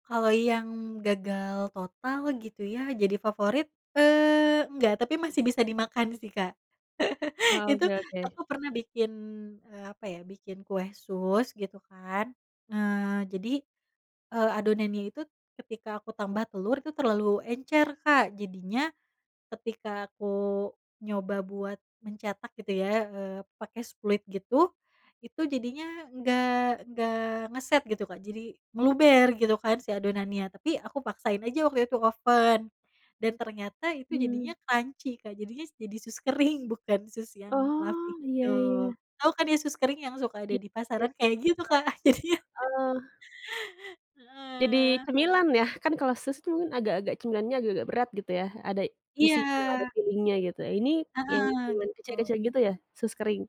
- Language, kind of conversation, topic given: Indonesian, podcast, Pernahkah kamu mengimprovisasi resep karena kekurangan bahan?
- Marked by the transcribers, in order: chuckle; "spuit" said as "spluit"; in English: "crunchy"; in English: "fluffy"; unintelligible speech; laughing while speaking: "Kak, jadinya"; chuckle; in English: "filling-nya"